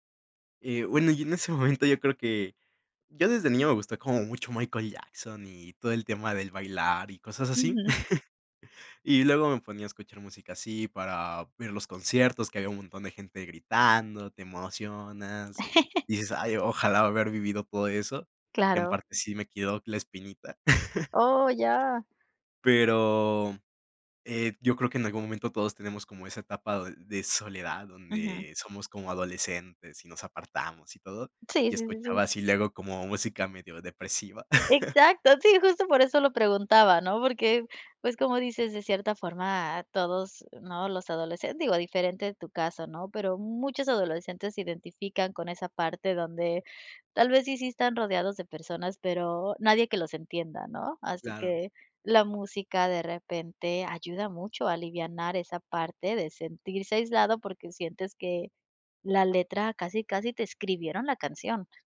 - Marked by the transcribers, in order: laughing while speaking: "ese momento"; chuckle; chuckle; chuckle; chuckle
- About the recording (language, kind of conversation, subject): Spanish, podcast, ¿Qué haces cuando te sientes aislado?